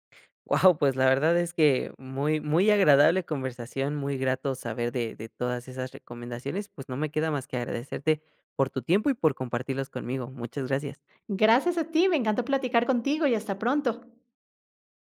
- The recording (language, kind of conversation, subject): Spanish, podcast, ¿Cómo te organizas para comer más sano sin complicarte?
- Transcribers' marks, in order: none